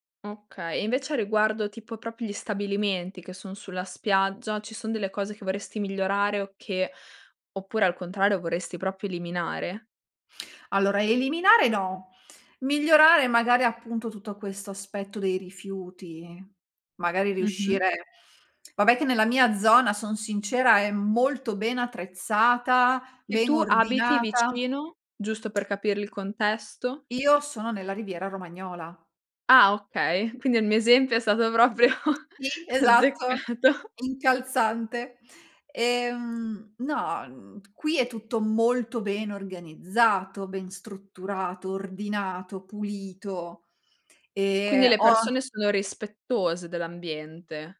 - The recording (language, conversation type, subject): Italian, podcast, Come descriveresti il tuo rapporto con il mare?
- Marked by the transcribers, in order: "proprio" said as "propi"; "proprio" said as "propio"; laughing while speaking: "proprio azzeccato"; chuckle